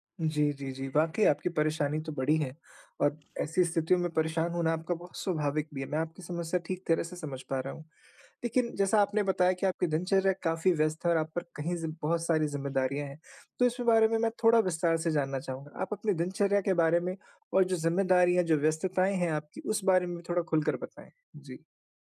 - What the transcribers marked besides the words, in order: none
- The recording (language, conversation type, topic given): Hindi, advice, मैं कैसे तय करूँ कि मुझे मदद की ज़रूरत है—यह थकान है या बर्नआउट?